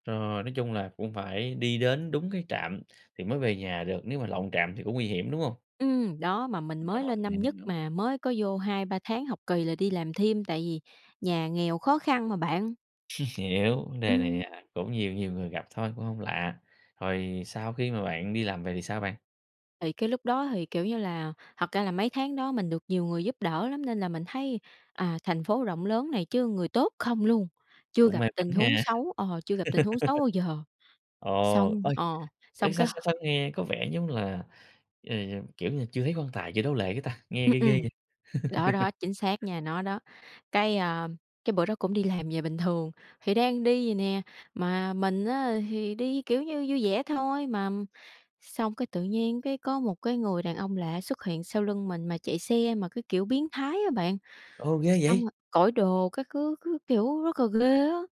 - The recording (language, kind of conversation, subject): Vietnamese, podcast, Bạn đã bao giờ được một người lạ giúp mình thoát khỏi rắc rối chưa?
- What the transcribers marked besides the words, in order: tapping; chuckle; laugh; other background noise; laugh